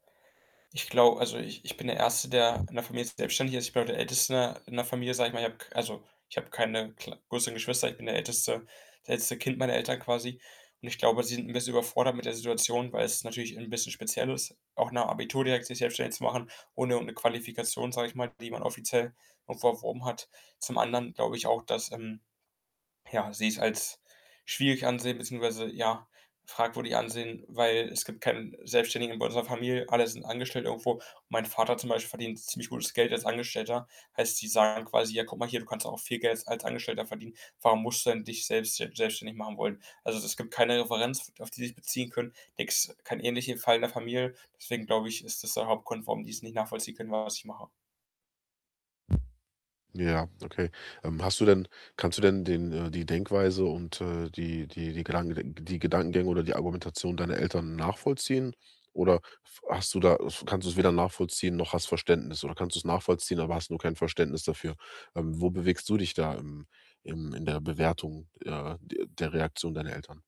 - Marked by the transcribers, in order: other background noise; distorted speech; static; mechanical hum
- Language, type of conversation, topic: German, advice, Wie kann ich mit Konflikten mit meinen Eltern über meine Lebensentscheidungen wie Job, Partner oder Wohnort umgehen?